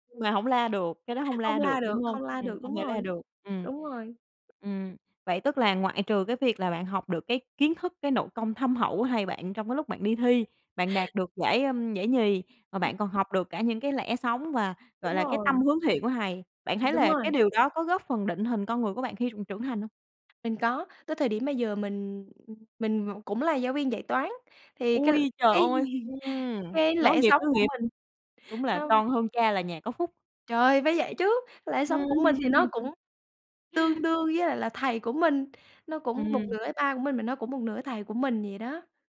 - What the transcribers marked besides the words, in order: tapping; other background noise; laugh; laugh
- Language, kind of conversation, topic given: Vietnamese, podcast, Bạn có thể kể về một người đã thay đổi cuộc đời bạn không?